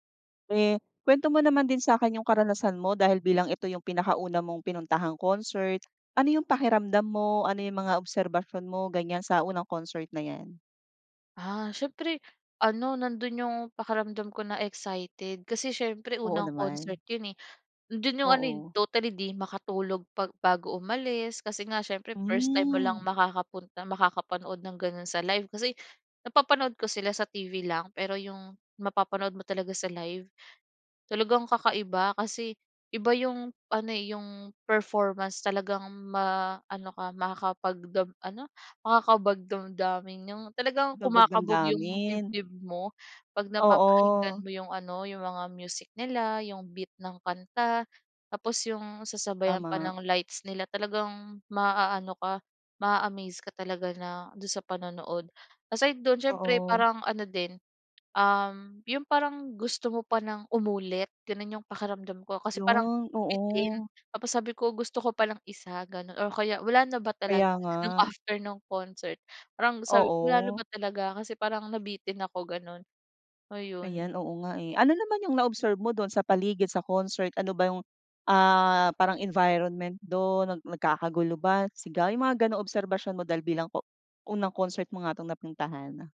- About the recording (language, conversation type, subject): Filipino, podcast, Maaari mo bang ikuwento ang unang konsiyertong napuntahan mo?
- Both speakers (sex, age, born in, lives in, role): female, 25-29, Philippines, Philippines, guest; female, 40-44, Philippines, Philippines, host
- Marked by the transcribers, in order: tapping